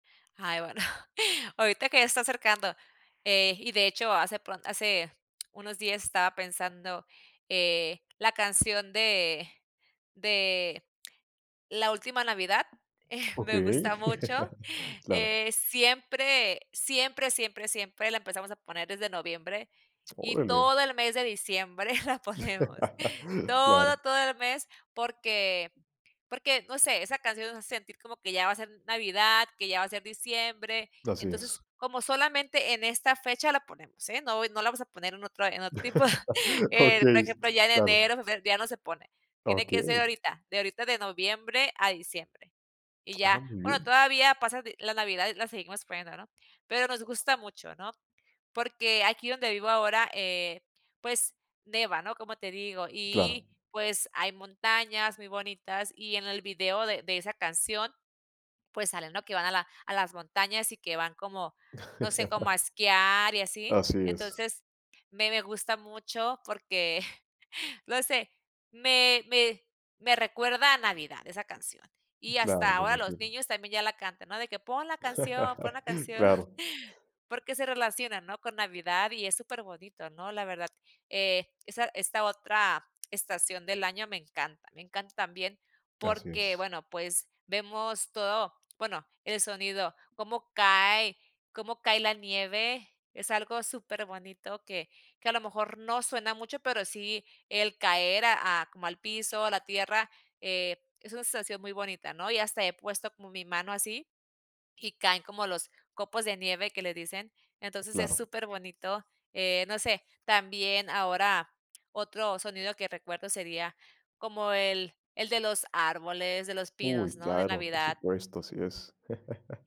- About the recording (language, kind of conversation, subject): Spanish, podcast, ¿Qué sonidos asocias con cada estación que has vivido?
- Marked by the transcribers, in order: chuckle; tapping; laughing while speaking: "eh"; other background noise; laugh; laughing while speaking: "la ponemos"; laugh; chuckle; laughing while speaking: "Okey, s"; "nieva" said as "neva"; laugh; chuckle; laugh; chuckle; laugh